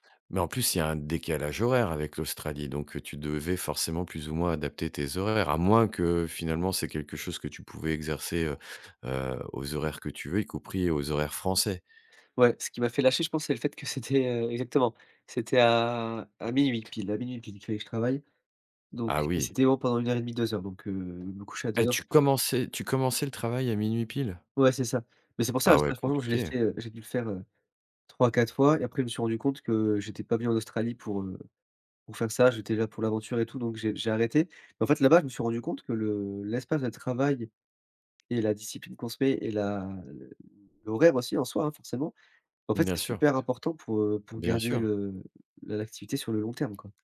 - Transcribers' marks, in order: other background noise
- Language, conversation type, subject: French, podcast, Comment aménages-tu ton espace de travail pour télétravailler au quotidien ?